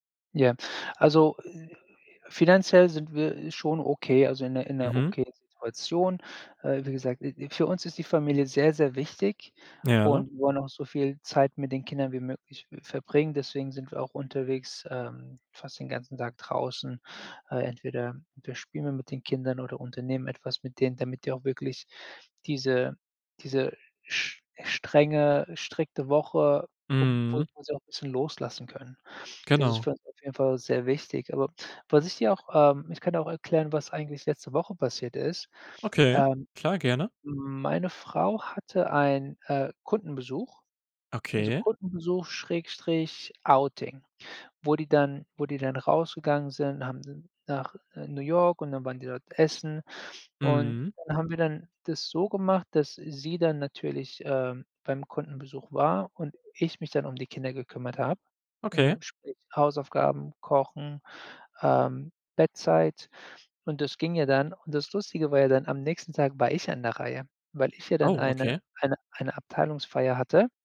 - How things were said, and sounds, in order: none
- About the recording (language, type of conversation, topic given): German, podcast, Wie teilt ihr Elternzeit und Arbeit gerecht auf?